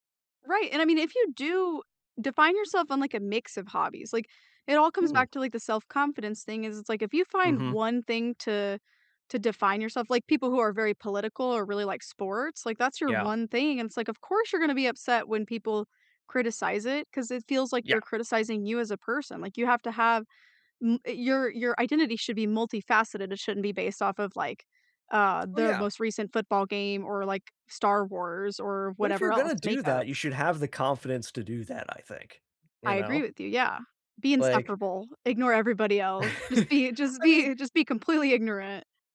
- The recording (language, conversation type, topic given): English, unstructured, Why do some people get so defensive about their hobbies?
- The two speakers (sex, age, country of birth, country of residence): female, 25-29, United States, United States; male, 35-39, United States, United States
- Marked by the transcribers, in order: other background noise; tapping; chuckle; laughing while speaking: "Just be just be just be completely"